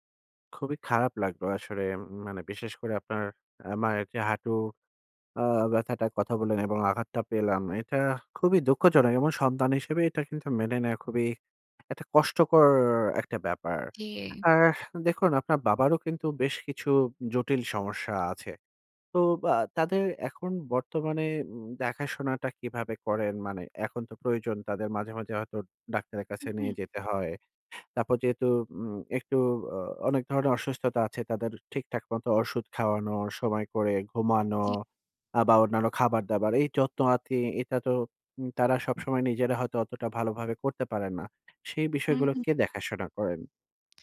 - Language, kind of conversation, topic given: Bengali, advice, মা-বাবার বয়স বাড়লে তাদের দেখাশোনা নিয়ে আপনি কীভাবে ভাবছেন?
- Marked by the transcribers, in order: sad: "এটা খুবই দুঃখজনক এবং সন্তান … কষ্টকর একটা ব্যাপার"; drawn out: "কষ্টকর"; sigh; tapping